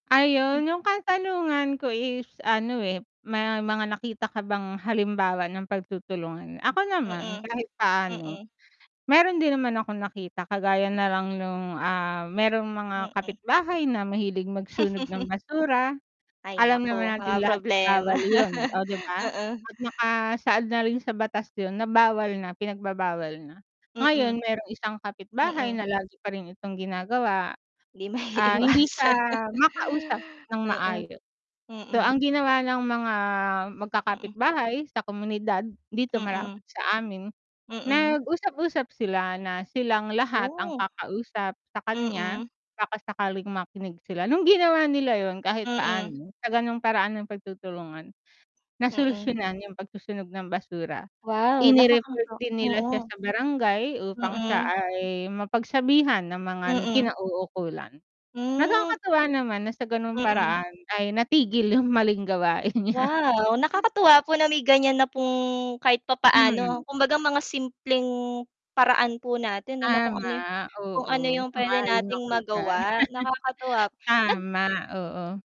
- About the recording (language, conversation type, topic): Filipino, unstructured, Paano mo ipaliliwanag ang kahalagahan ng pagtutulungan sa bayan?
- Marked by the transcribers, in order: static; distorted speech; laugh; laugh; laughing while speaking: "Hindi maiiwasan"; laugh; tapping; laughing while speaking: "gawain niya"; laugh